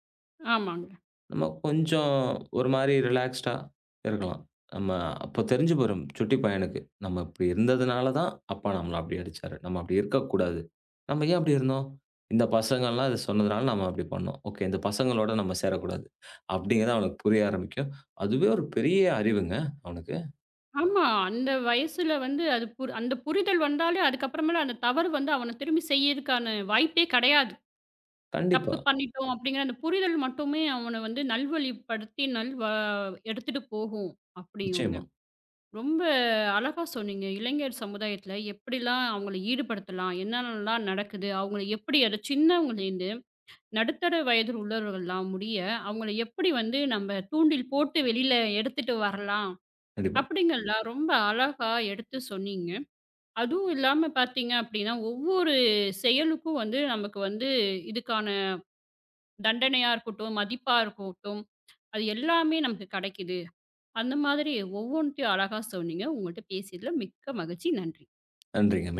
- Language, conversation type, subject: Tamil, podcast, இளைஞர்களை சமுதாயத்தில் ஈடுபடுத்த என்ன செய்யலாம்?
- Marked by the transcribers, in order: other noise; in English: "ரிலாக்ஸ்ட்டா"; in English: "ஓகே!"; exhale; drawn out: "நல்வா"